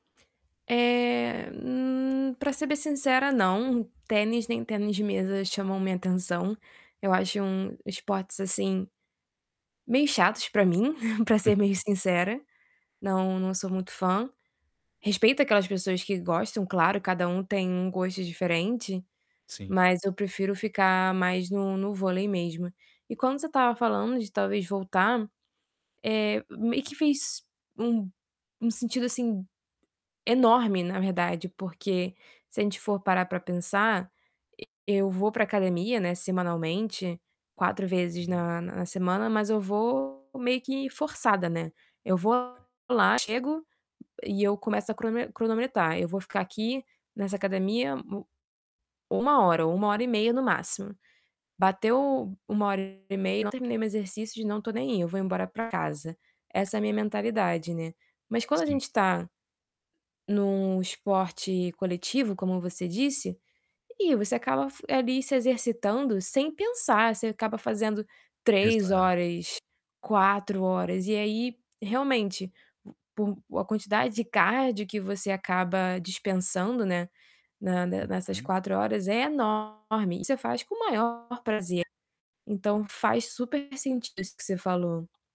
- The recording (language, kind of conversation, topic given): Portuguese, advice, Como posso superar um platô de desempenho nos treinos?
- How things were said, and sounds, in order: tapping; chuckle; unintelligible speech; other background noise; distorted speech; static